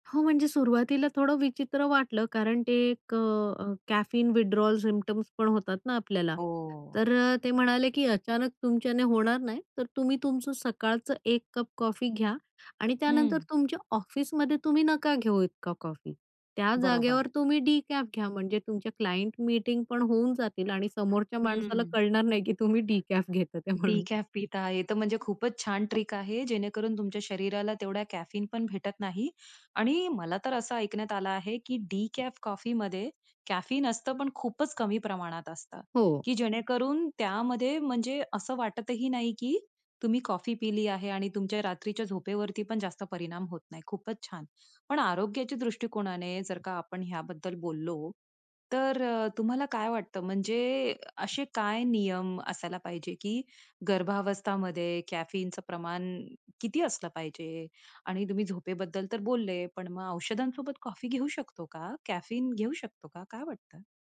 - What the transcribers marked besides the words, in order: in English: "कॅफीन विथड्रॉवल सिम्प्टम्स"; in English: "डिकॅफ"; in English: "क्लायंट मीटिंग"; laughing while speaking: "तुम्ही डिकॅफ घेतात ते म्हणून"; in English: "डिकॅफ"; in English: "डिकॅफ"; other background noise; in English: "ट्रिक"; in English: "डिकॅफ"
- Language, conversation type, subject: Marathi, podcast, कॅफिनबद्दल तुमचे काही नियम आहेत का?